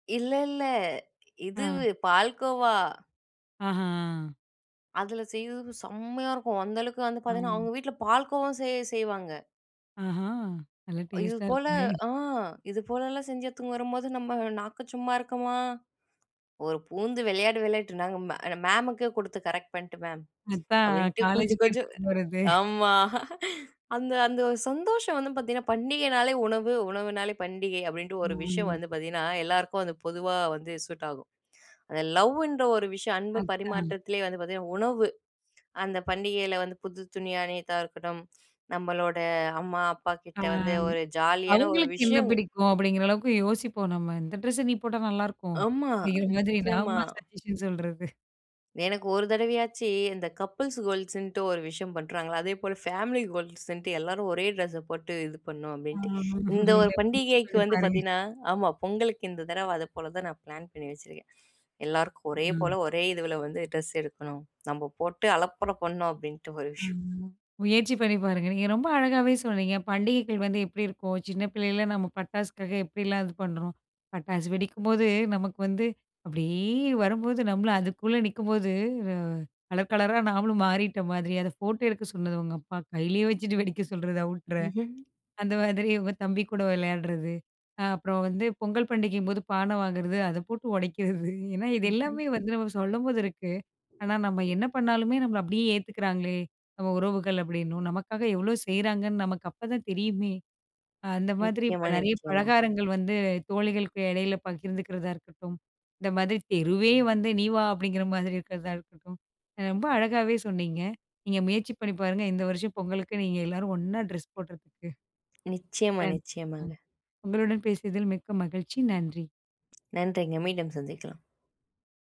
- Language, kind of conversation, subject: Tamil, podcast, பண்டிகைகள் அன்பை வெளிப்படுத்த உதவுகிறதா?
- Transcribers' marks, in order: other background noise; laughing while speaking: "அதான் காலேஜுக்கு எடுத்துட்டு போறது"; other noise; laughing while speaking: "போட்டு உடைக்கிறது"; unintelligible speech